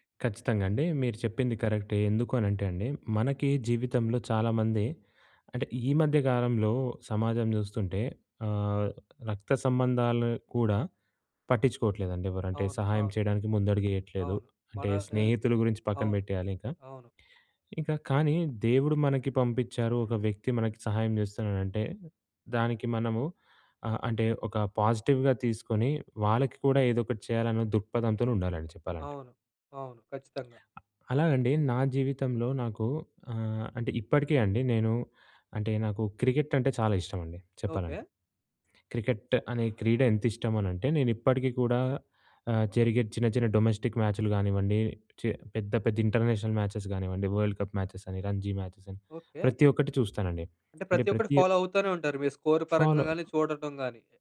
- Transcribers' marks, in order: in English: "పాజిటివ్‌గా"; tapping; in English: "డొమెస్టిక్"; in English: "ఇంటర్నేషనల్ మ్యాచెస్"; in English: "వరల్డ్ కప్ మ్యాచెస్"; in English: "మ్యాచెస్"; in English: "ఫాలో"; in English: "ఫాలో"; in English: "స్కోర్"
- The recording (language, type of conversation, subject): Telugu, podcast, ఒక చిన్న సహాయం పెద్ద మార్పు తేవగలదా?